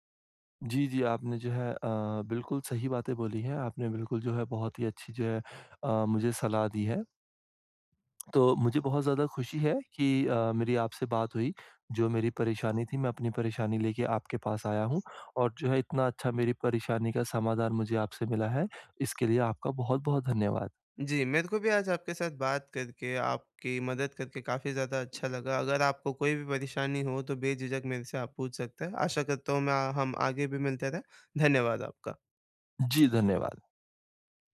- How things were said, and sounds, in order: none
- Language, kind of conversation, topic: Hindi, advice, क्या चिंता होना सामान्य है और मैं इसे स्वस्थ तरीके से कैसे स्वीकार कर सकता/सकती हूँ?